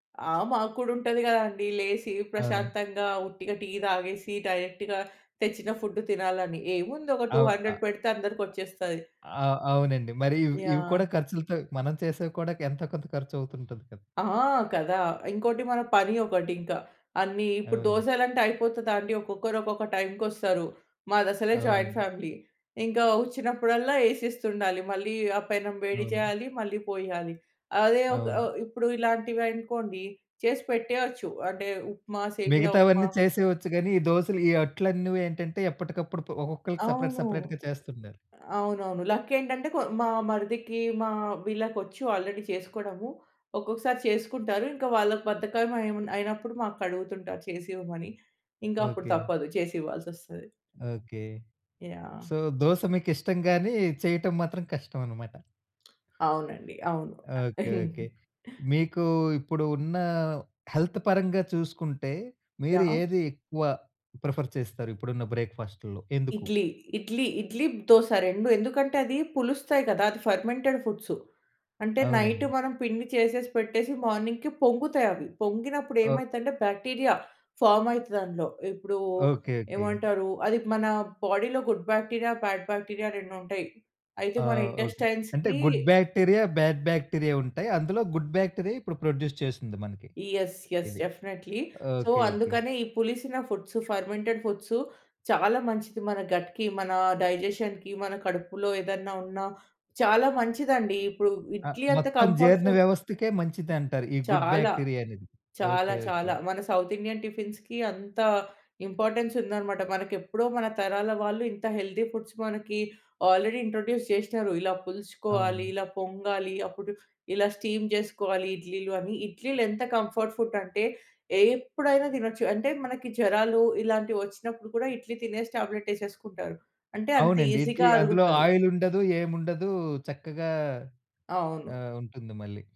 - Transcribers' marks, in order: in English: "డైరెక్ట్‌గా"; in English: "ఫుడ్"; in English: "టూ హండ్రెడ్"; in English: "జాయింట్ ఫ్యామిలీ"; in English: "సేపరేట్, సెపరేట్‌గా"; in English: "లక్"; in English: "ఆల్రెడీ"; in English: "సో"; tapping; chuckle; in English: "హెల్త్"; in English: "ప్రిఫర్"; in English: "బ్రేక్ఫాస్ట్‌లో"; in English: "ఫెర్మెంటెడ్"; in English: "నైట్"; in English: "మార్నింగ్‌కి"; in English: "బ్యాక్టీరియా ఫార్మ్"; in English: "బాడీలో గుడ్ బ్యాక్టీరియా, బ్యాడ్ బ్యాక్టీరియా"; in English: "ఇంటెస్టైన్స్‌కి"; in English: "గుడ్ బ్యాక్టీరియా, బాడ్ బ్యాక్టీరియా"; in English: "గుడ్ బ్యాక్టీరియా"; in English: "ప్రొడ్యూస్"; in English: "యస్. యస్ డెఫినెట్‌లీ. సో"; in English: "ఫర్మెంటెడ్"; in English: "గట్‌కి"; in English: "డైజెషన్‌కి"; in English: "కంఫర్ట్ ఫుడ్"; in English: "గుడ్ బ్యాక్టీరియా"; in English: "సౌత్ ఇండియన్ టిఫిన్స్‌కి"; in English: "ఇంపార్టెన్స్"; in English: "హెల్తీ ఫుడ్స్"; in English: "ఆల్రెడీ ఇంట్రొడ్యూస్"; in English: "స్టీమ్"; in English: "కంఫర్ట్ ఫుడ్"; in English: "టాబ్లెట్"; in English: "ఈజీగా"; in English: "ఆయిల్"
- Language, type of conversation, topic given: Telugu, podcast, సాధారణంగా మీరు అల్పాహారంగా ఏమి తింటారు?